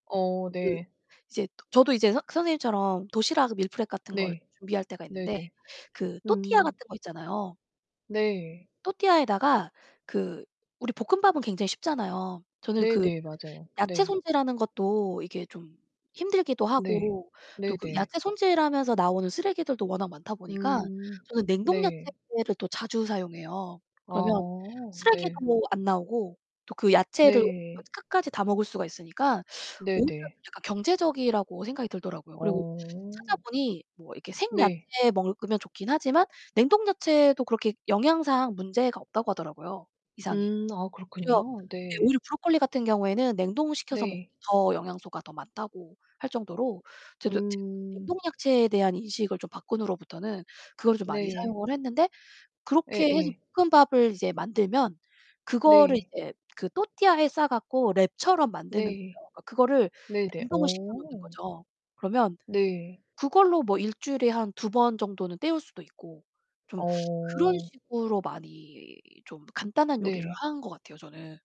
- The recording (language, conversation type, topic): Korean, unstructured, 요즘 가장 자주 하는 일은 무엇인가요?
- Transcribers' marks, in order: distorted speech; other background noise; drawn out: "아"; tapping; drawn out: "어"; drawn out: "음"; drawn out: "어"